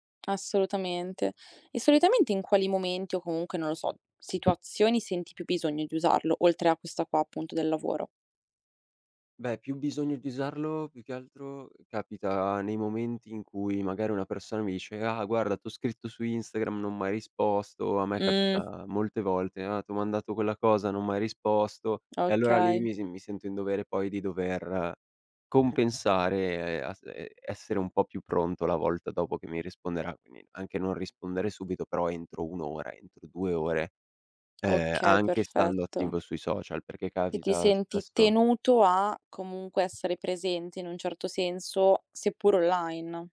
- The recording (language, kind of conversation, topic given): Italian, advice, Quali difficoltà hai a staccarti dal telefono e dai social network?
- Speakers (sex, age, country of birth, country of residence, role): female, 20-24, Italy, Italy, advisor; male, 18-19, Italy, Italy, user
- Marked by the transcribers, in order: tapping